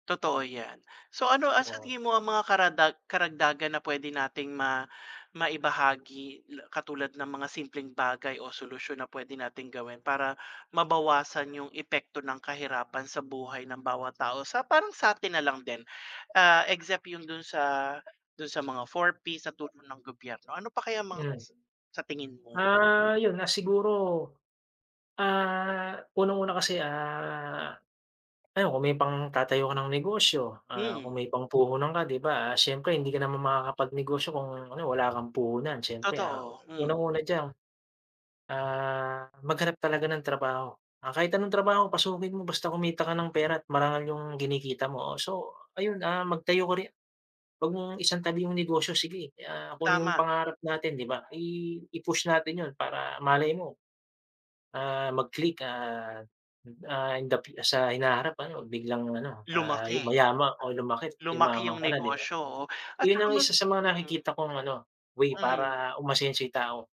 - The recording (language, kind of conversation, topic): Filipino, unstructured, Paano nakaaapekto ang kahirapan sa buhay ng mga tao?
- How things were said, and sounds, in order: none